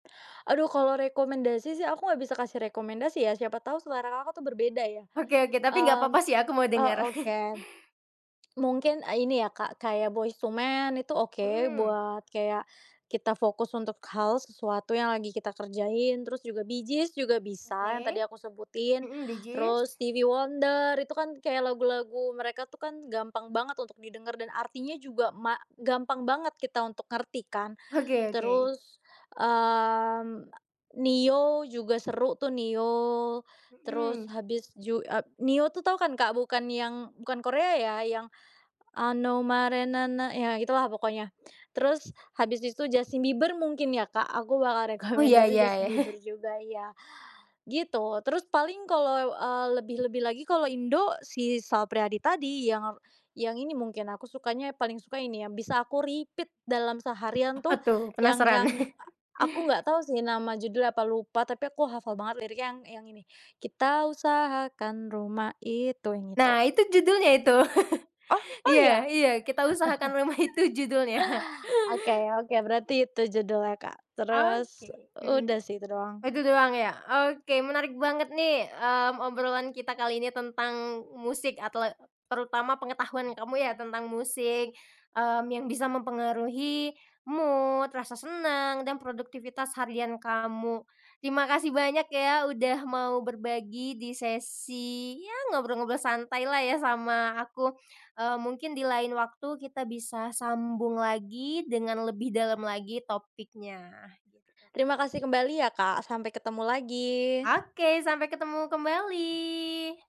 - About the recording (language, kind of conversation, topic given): Indonesian, podcast, Bagaimana musik memengaruhi suasana hati atau produktivitasmu sehari-hari?
- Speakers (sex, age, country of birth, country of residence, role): female, 25-29, Indonesia, Indonesia, guest; female, 25-29, Indonesia, Indonesia, host
- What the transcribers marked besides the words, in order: chuckle; lip smack; singing: "ano marinana"; "itu" said as "sistu"; laughing while speaking: "rekomendasi"; chuckle; in English: "repeat"; chuckle; singing: "Kita usahakan rumah itu"; laugh; laughing while speaking: "Rumah Itu judulnya"; other background noise; laugh; chuckle; in English: "mood"; tapping; drawn out: "kembali"